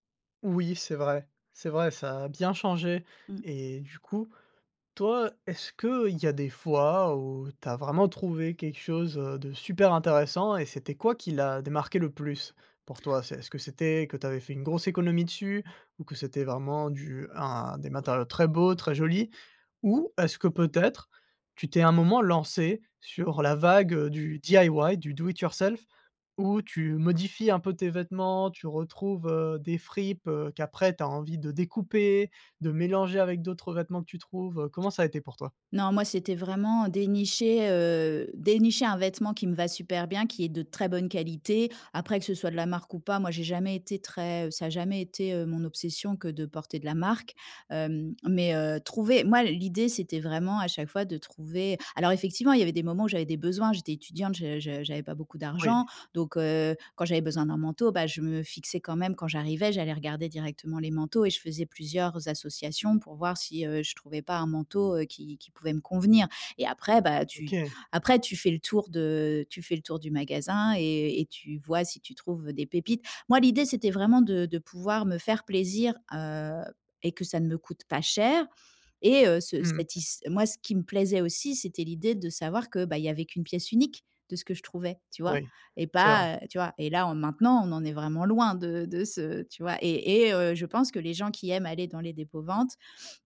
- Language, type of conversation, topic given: French, podcast, Quelle est ta relation avec la seconde main ?
- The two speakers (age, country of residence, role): 20-24, France, host; 45-49, France, guest
- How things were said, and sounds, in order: tapping; put-on voice: "DIY"; in English: "DIY"; in English: "do it yourself"; drawn out: "vêtements"; other background noise; drawn out: "heu"; stressed: "unique"